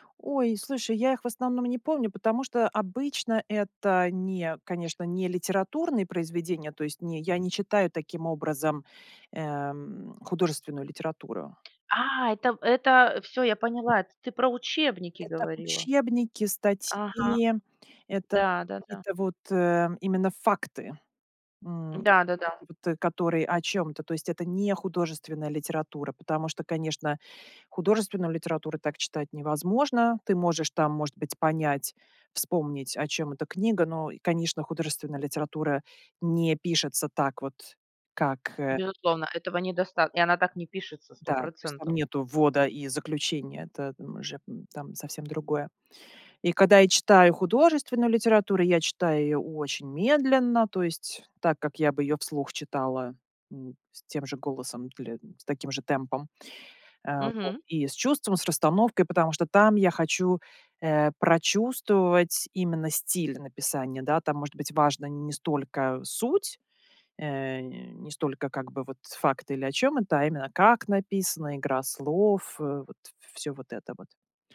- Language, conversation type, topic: Russian, podcast, Как выжимать суть из длинных статей и книг?
- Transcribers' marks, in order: other background noise; tapping